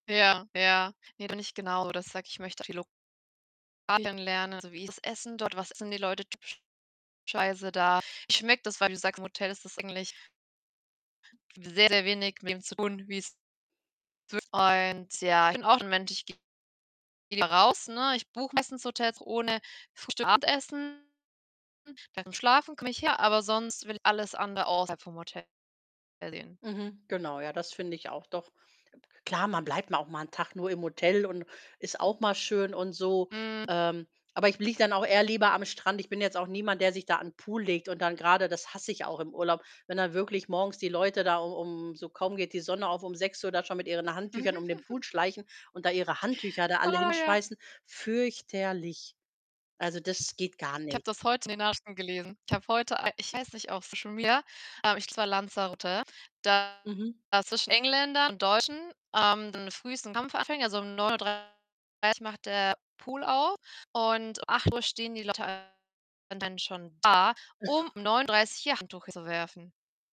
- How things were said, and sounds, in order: distorted speech; unintelligible speech; unintelligible speech; unintelligible speech; unintelligible speech; giggle; drawn out: "Fürchterlich"; tapping; unintelligible speech; other background noise; snort
- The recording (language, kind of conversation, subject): German, unstructured, Was macht für dich einen perfekten Urlaub aus?